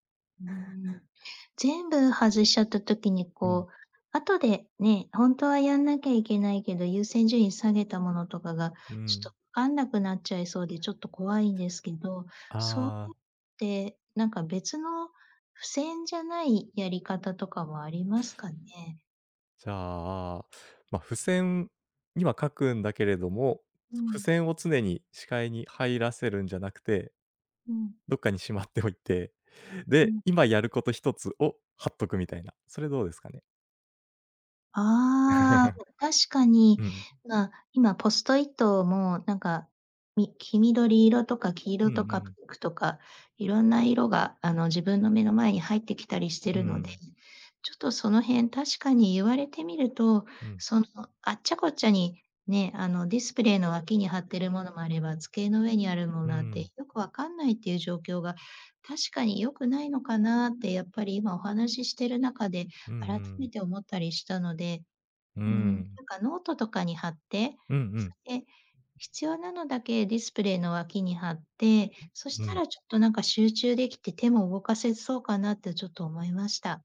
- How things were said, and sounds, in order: tapping; other noise; laughing while speaking: "しまっておいて"; laugh
- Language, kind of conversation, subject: Japanese, advice, 締め切りのプレッシャーで手が止まっているのですが、どうすれば状況を整理して作業を進められますか？